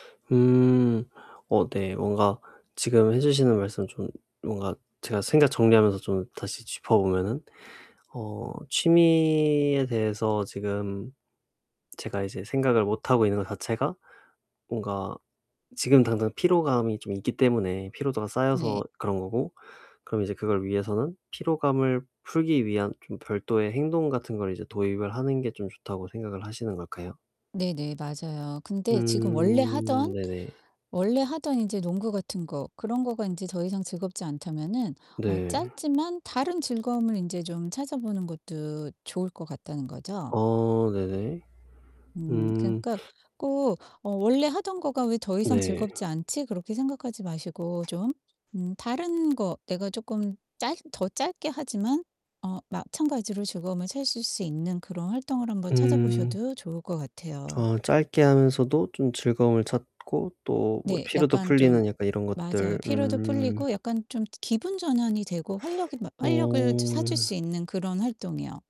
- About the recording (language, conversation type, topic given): Korean, advice, 피로와 무기력 때문에 잃어버린 즐거움을 어떻게 다시 찾을 수 있을까요?
- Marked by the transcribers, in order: distorted speech; tapping